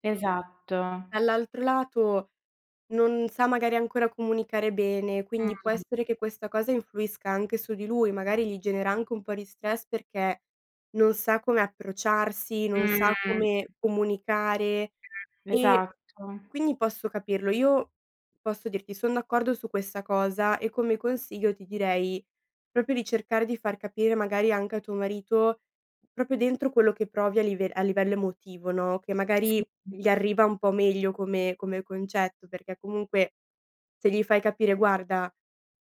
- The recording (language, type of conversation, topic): Italian, advice, Come ti senti all’idea di diventare genitore per la prima volta e come vivi l’ansia legata a questo cambiamento?
- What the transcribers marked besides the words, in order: other background noise; background speech; "proprio" said as "propio"; "proprio" said as "propio"